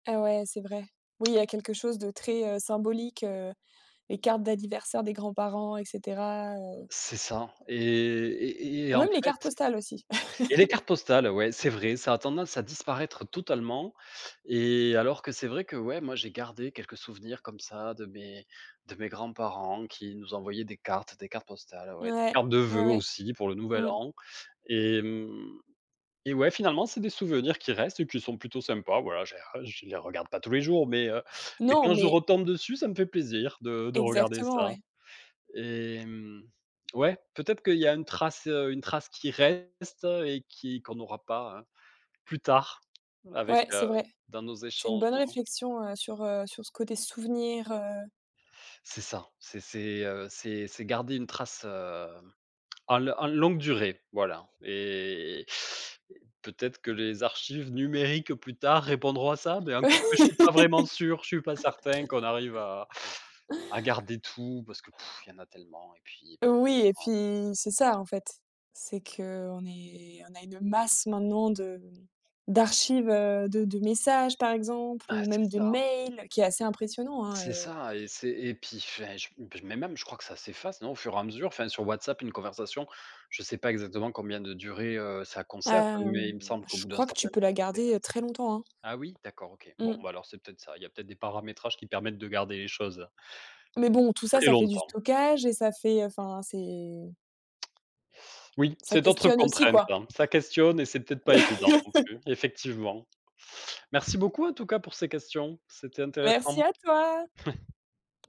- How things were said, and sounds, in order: tapping; chuckle; laugh; blowing; laugh; chuckle
- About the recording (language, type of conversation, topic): French, podcast, Préférez-vous parler en face à face ou par écrit, et pourquoi ?